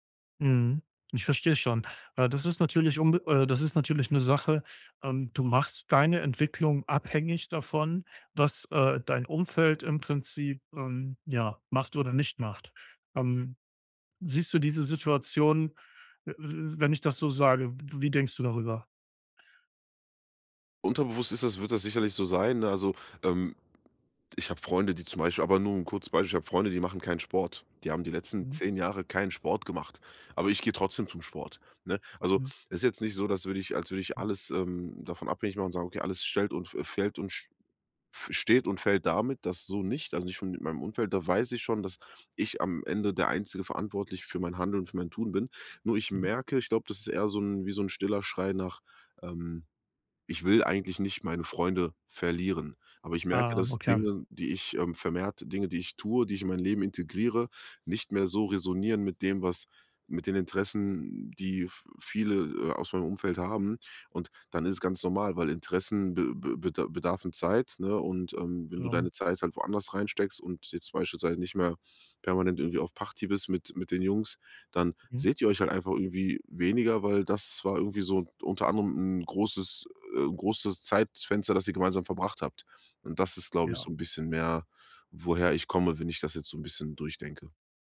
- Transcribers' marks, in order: other background noise
- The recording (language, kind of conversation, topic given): German, advice, Wie kann ich mein Umfeld nutzen, um meine Gewohnheiten zu ändern?